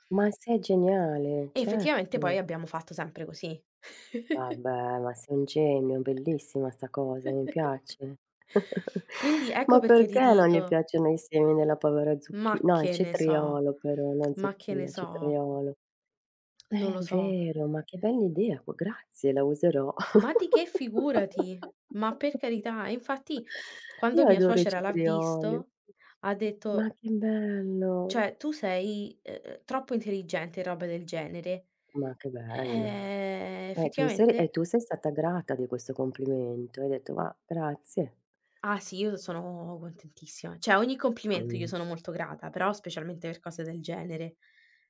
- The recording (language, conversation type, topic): Italian, unstructured, Che ruolo ha la gratitudine nella tua vita?
- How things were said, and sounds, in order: chuckle; chuckle; other background noise; giggle; drawn out: "Ma che bello"; background speech